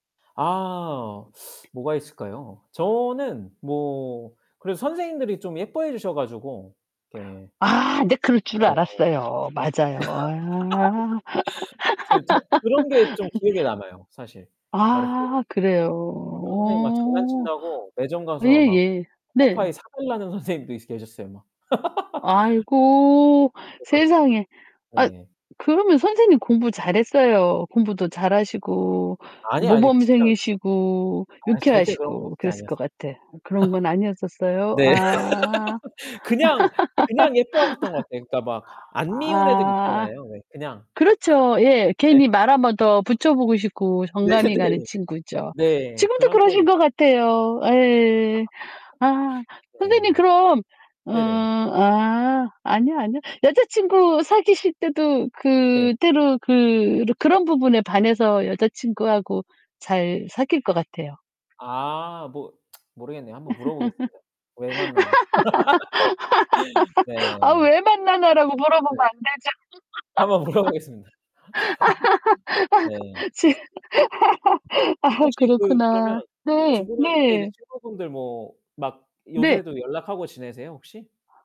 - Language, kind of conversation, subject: Korean, unstructured, 공부 외에 학교에서 배운 가장 중요한 것은 무엇인가요?
- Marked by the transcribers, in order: tapping; distorted speech; laugh; laugh; laughing while speaking: "선생님도"; laugh; unintelligible speech; laugh; laugh; laugh; laughing while speaking: "네 네"; laugh; other background noise; lip smack; laugh; laughing while speaking: "아 왜 만나냐.라고 물어보면 안되죠. 지금"; laugh; laughing while speaking: "한번 물어보겠습니다"; laugh